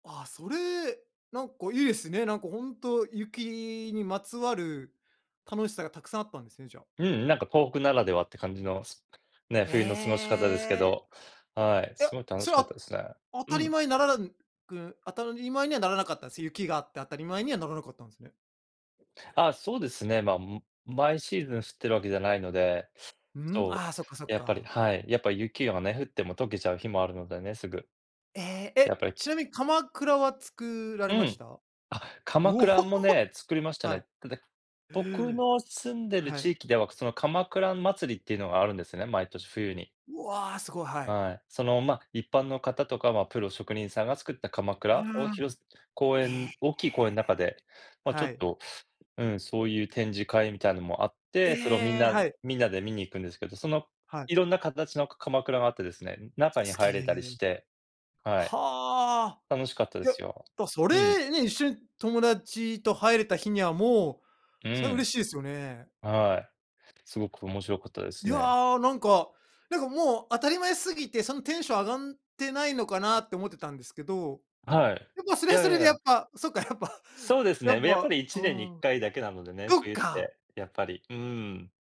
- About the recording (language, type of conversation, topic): Japanese, unstructured, 子どもの頃、いちばん楽しかった思い出は何ですか？
- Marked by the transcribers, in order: whoop; tapping